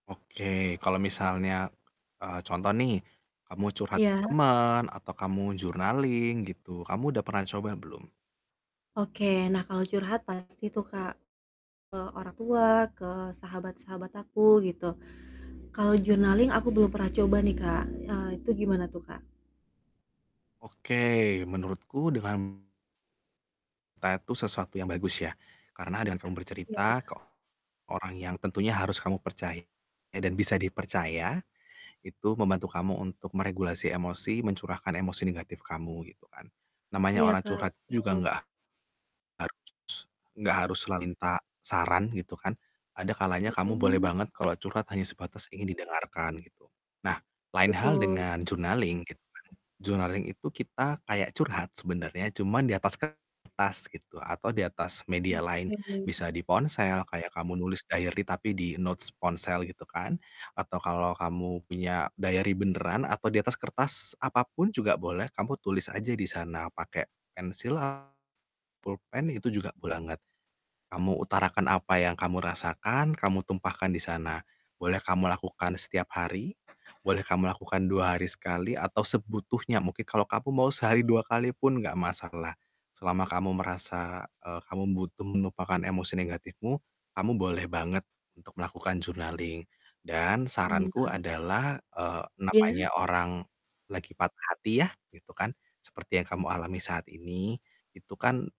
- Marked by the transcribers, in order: static; distorted speech; in English: "journaling"; other street noise; in English: "journaling"; unintelligible speech; other background noise; in English: "journaling"; in English: "Journaling"; in English: "notes"; tapping; in English: "journaling"
- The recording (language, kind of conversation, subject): Indonesian, advice, Bagaimana cara menghadapi kebiasaan berpura-pura bahagia di depan orang lain padahal merasa hampa?